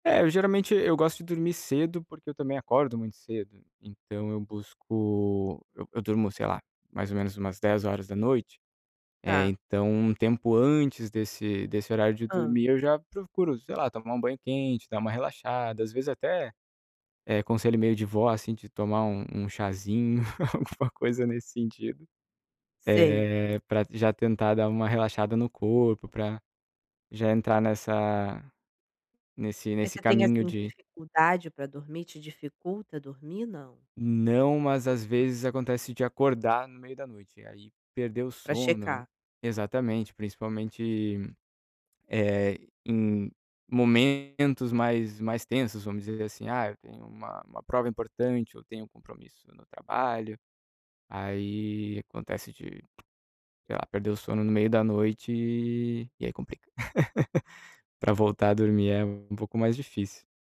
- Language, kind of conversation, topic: Portuguese, advice, Como posso começar a reduzir o tempo de tela antes de dormir?
- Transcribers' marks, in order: laugh; other noise; tapping; laugh